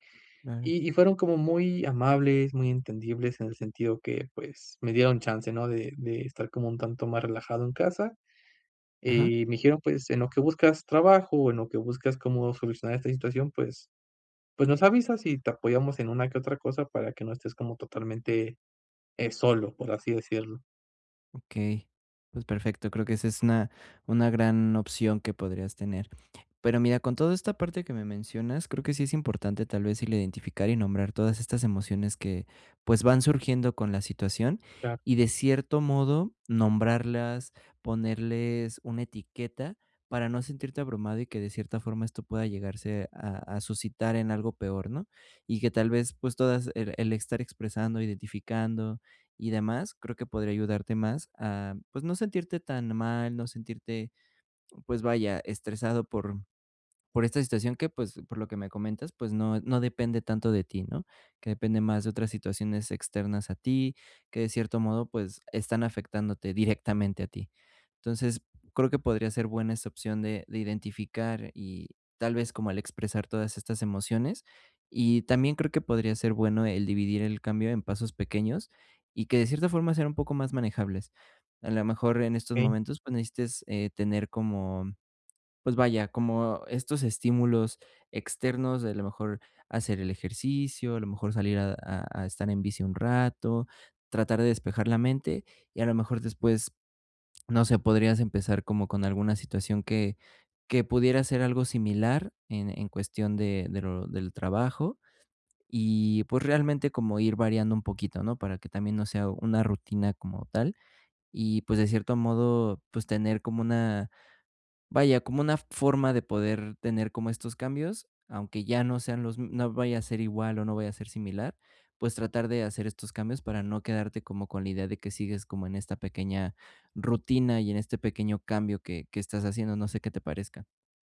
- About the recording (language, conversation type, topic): Spanish, advice, ¿Cómo puedo manejar la incertidumbre durante una transición, como un cambio de trabajo o de vida?
- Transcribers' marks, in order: tapping